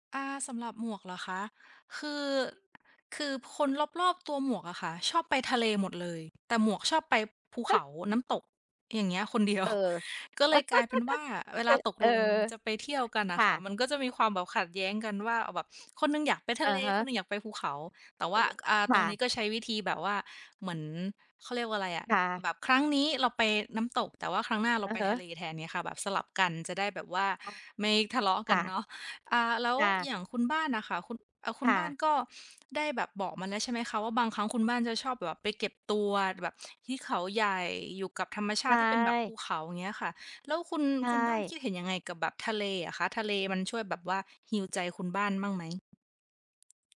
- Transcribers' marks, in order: other background noise; laughing while speaking: "คนเดียว"; laugh; laugh; tapping
- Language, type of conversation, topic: Thai, unstructured, ธรรมชาติส่งผลต่อชีวิตของมนุษย์อย่างไรบ้าง?